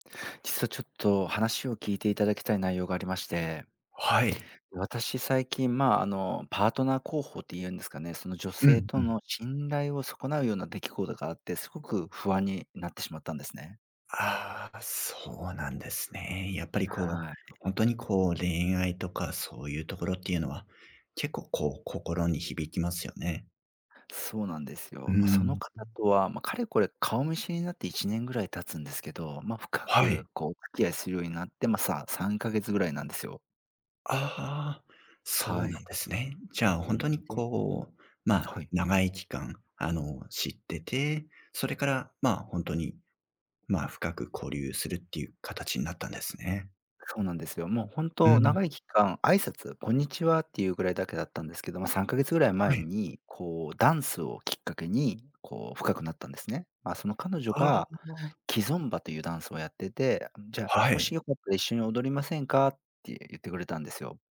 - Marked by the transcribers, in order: other background noise; tapping
- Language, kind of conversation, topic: Japanese, advice, 信頼を損なう出来事があり、不安を感じていますが、どうすればよいですか？